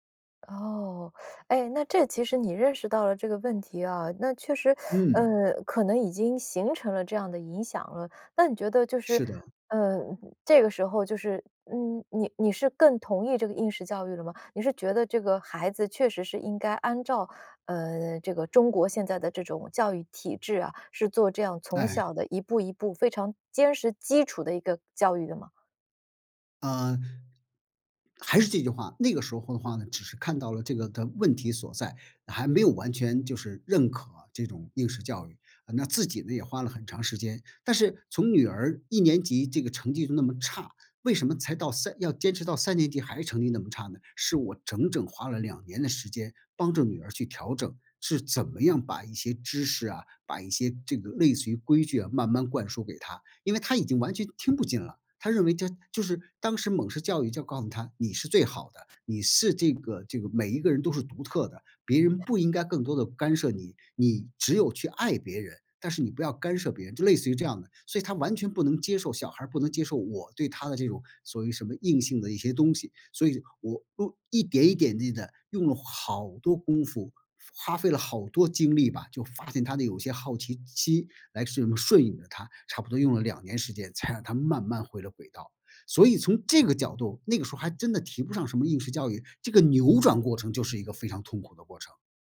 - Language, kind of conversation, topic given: Chinese, podcast, 你怎么看待当前的应试教育现象？
- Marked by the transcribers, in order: tapping